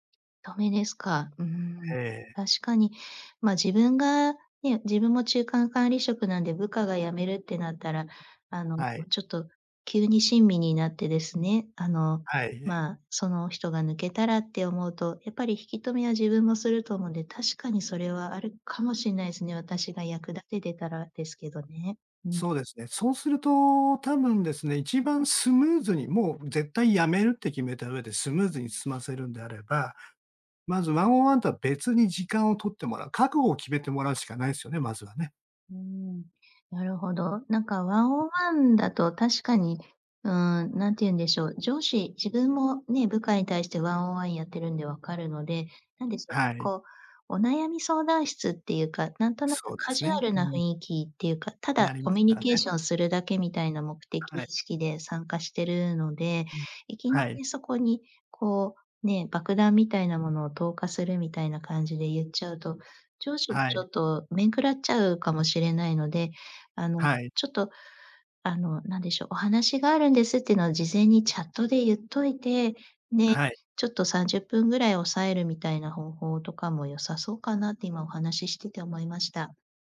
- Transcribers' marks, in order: chuckle; other noise; in English: "ワンオンワン"; in English: "ワンオンワン"; in English: "ワンオンワン"
- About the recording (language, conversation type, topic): Japanese, advice, 現職の会社に転職の意思をどのように伝えるべきですか？